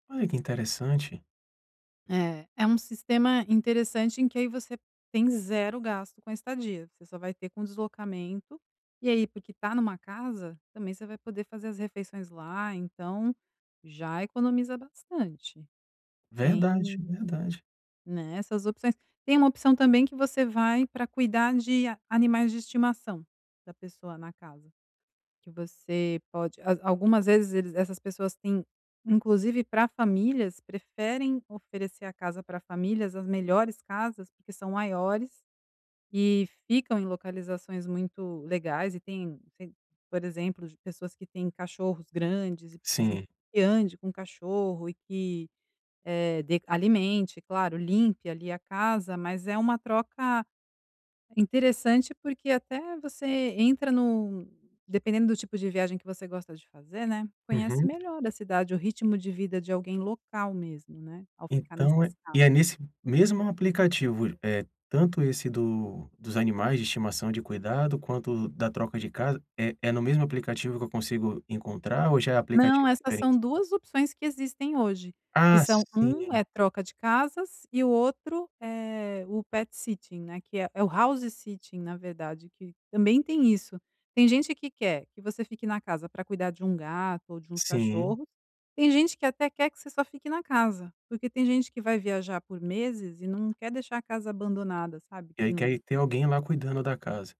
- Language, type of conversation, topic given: Portuguese, advice, Como economizar sem perder qualidade de vida e ainda aproveitar pequenas alegrias?
- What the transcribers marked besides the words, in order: in English: "Pet Sitting"; in English: "House Sitting"